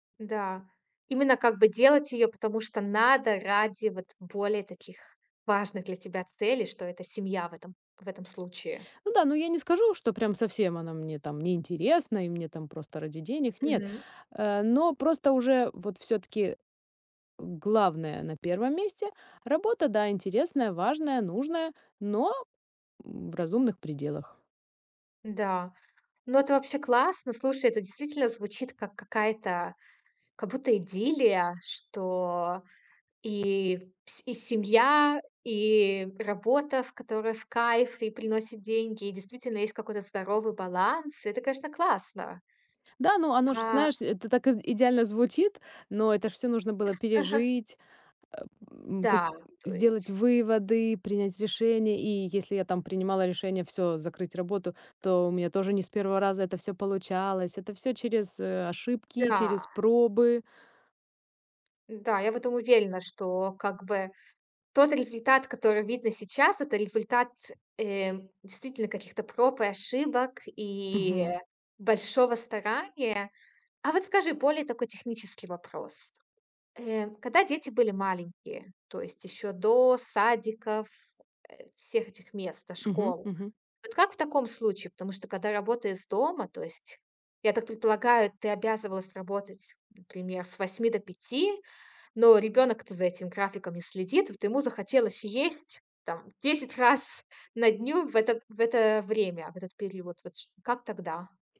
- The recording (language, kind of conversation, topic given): Russian, podcast, Как ты находишь баланс между работой и домом?
- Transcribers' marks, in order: chuckle